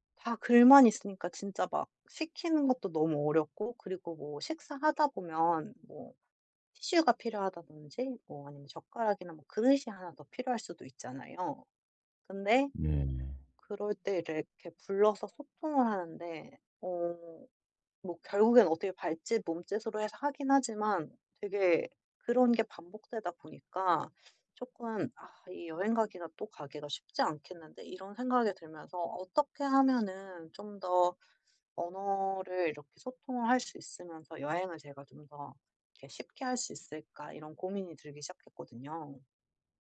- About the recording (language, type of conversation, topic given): Korean, advice, 여행 중 언어 장벽 때문에 소통이 어려울 때는 어떻게 하면 좋을까요?
- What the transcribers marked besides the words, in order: other background noise